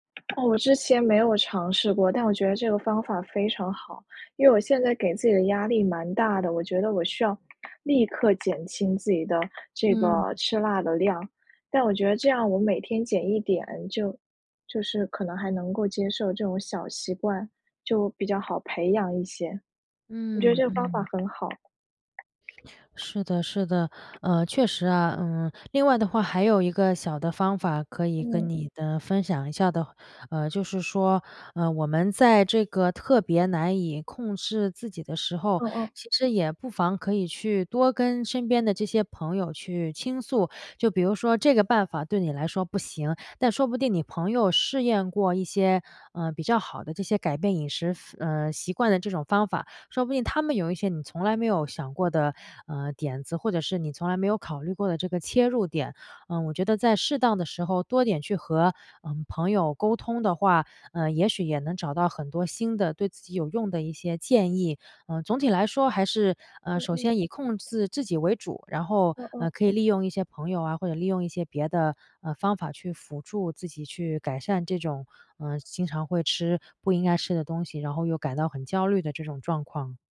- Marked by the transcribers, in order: tapping; other background noise
- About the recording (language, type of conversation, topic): Chinese, advice, 吃完饭后我常常感到内疚和自责，该怎么走出来？